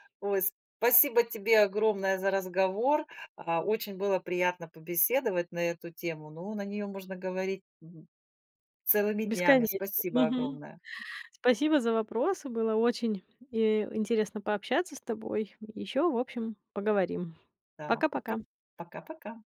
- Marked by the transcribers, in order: none
- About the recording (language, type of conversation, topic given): Russian, podcast, Какое место в вашем доме вы считаете самым уютным?